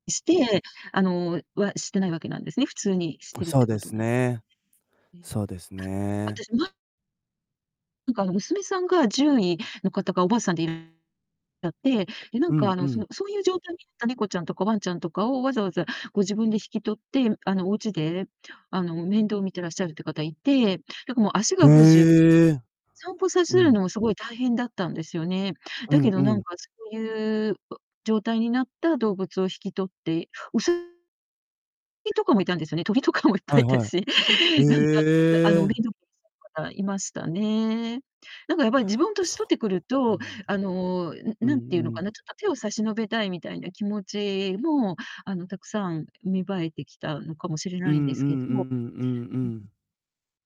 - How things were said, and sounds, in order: distorted speech; laughing while speaking: "鳥とかもいっぱいいたし"
- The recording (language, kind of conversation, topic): Japanese, unstructured, ペットの命を軽く扱う人について、どう思いますか？